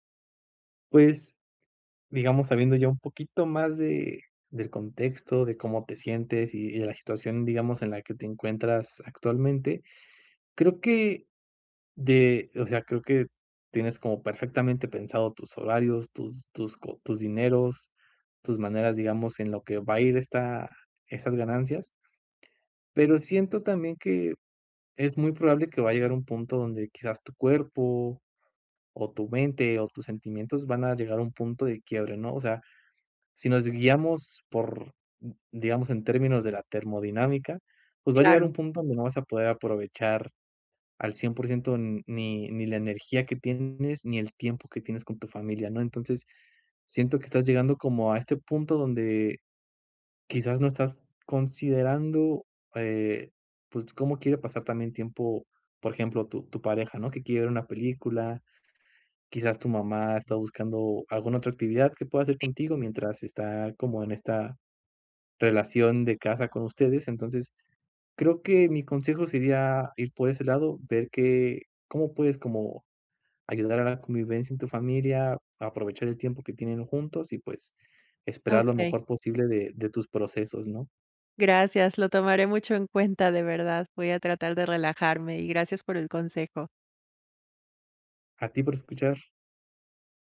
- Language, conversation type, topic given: Spanish, advice, ¿Por qué me siento culpable al descansar o divertirme en lugar de trabajar?
- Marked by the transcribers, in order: none